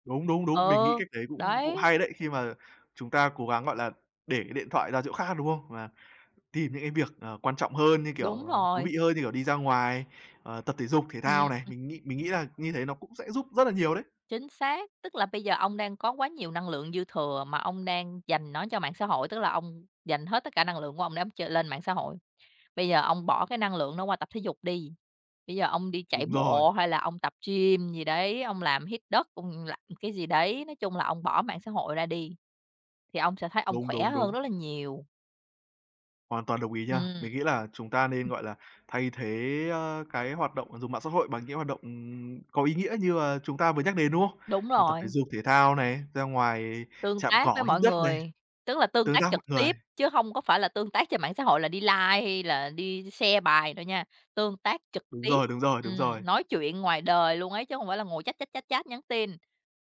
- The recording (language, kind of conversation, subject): Vietnamese, unstructured, Việc sử dụng mạng xã hội quá nhiều ảnh hưởng đến sức khỏe tinh thần của bạn như thế nào?
- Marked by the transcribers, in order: other noise; other background noise; in English: "like"; in English: "share"; tapping